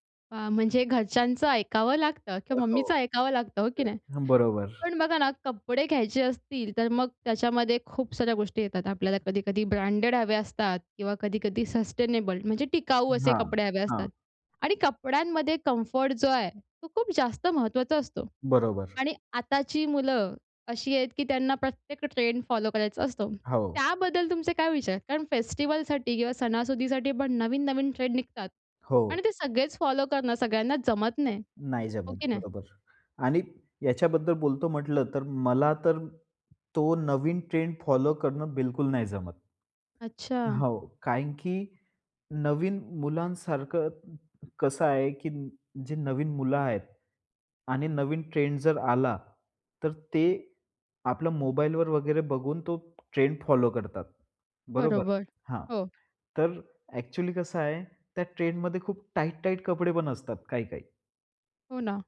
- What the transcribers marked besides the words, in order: in English: "सस्टेनेबल"; in English: "कम्फर्ट"; in English: "ट्रेंड फॉलो"; in English: "ट्रेंड फॉलो"; tapping; in English: "ट्रेंड फॉलो"
- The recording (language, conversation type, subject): Marathi, podcast, सण-उत्सवांमध्ये तुम्ही तुमची वेशभूषा आणि एकूण लूक कसा बदलता?